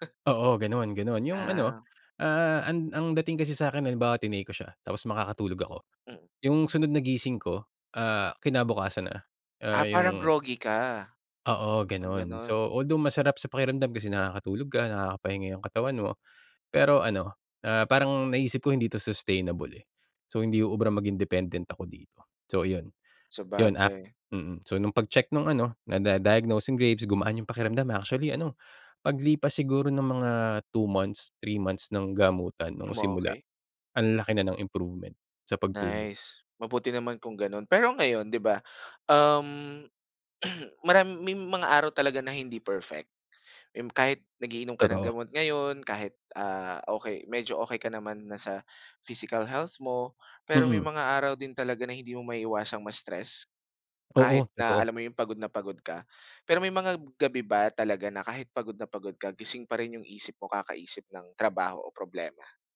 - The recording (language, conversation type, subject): Filipino, podcast, Ano ang papel ng pagtulog sa pamamahala ng stress mo?
- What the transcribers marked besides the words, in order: gasp; throat clearing